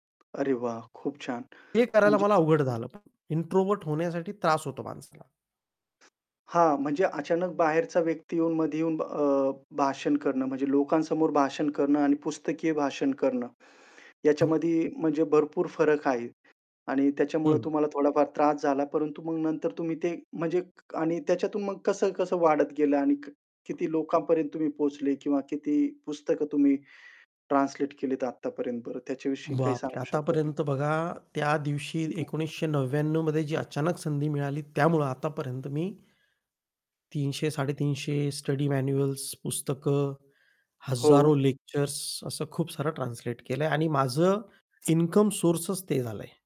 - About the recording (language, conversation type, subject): Marathi, podcast, अचानक मिळालेल्या संधीमुळे तुमच्या आयुष्याची दिशा कशी बदलली?
- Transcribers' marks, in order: tapping; other background noise; distorted speech; in English: "इंट्रोव्हर्ट"; static; in English: "स्टडी मॅन्युअल्स"